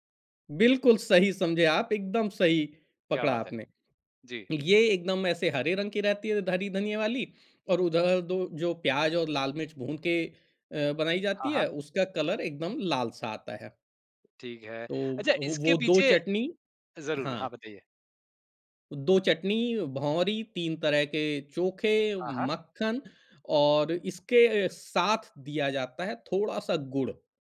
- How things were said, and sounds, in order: in English: "कलर"
- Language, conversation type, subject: Hindi, podcast, आपका सबसे पसंदीदा घर का पकवान कौन-सा है?